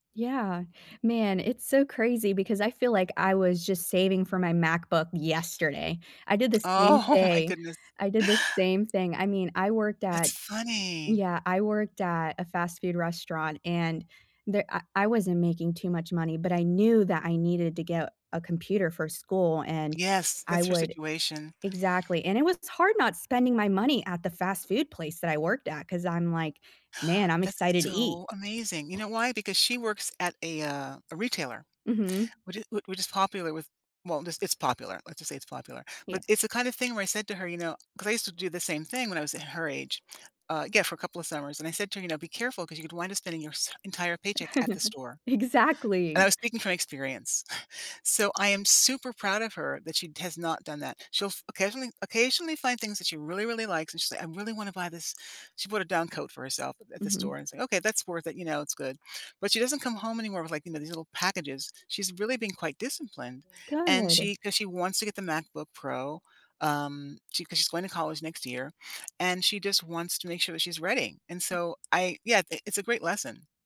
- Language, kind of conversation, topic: English, unstructured, How can I balance saving for the future with small treats?
- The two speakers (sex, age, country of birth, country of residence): female, 20-24, United States, United States; female, 65-69, United States, United States
- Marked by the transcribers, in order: laughing while speaking: "Oh"; chuckle; laughing while speaking: "Exactly"; other background noise